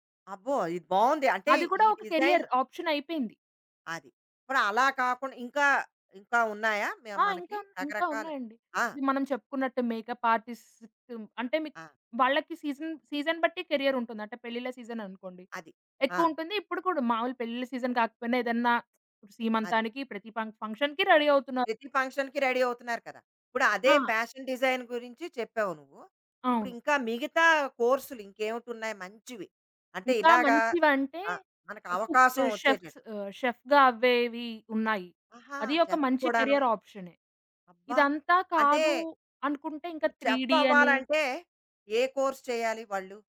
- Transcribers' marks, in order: in English: "డిజైన్"; in English: "కెరియర్"; other background noise; in English: "మేకప్ ఆర్టిస్ట్"; in English: "సీజన్ సీజన్"; in English: "కెరియర్"; in English: "సీజన్"; in English: "సీజన్"; in English: "ఫంక్షన్‌కీ రెడీ"; in English: "ఫంక్షన్‌కి రెడీ"; in English: "ఫ్యాషన్ డిజైన్"; in English: "కుక్"; in English: "షెఫ్"; in English: "షెఫ్‌గా"; in English: "చెఫ్"; in English: "కెరియర్"; in English: "చెఫ్"; in English: "త్రీడీ"; in English: "కోర్స్"
- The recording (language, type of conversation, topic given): Telugu, podcast, వైద్యం, ఇంజనీరింగ్ కాకుండా ఇతర కెరీర్ అవకాశాల గురించి మీరు ఏమి చెప్పగలరు?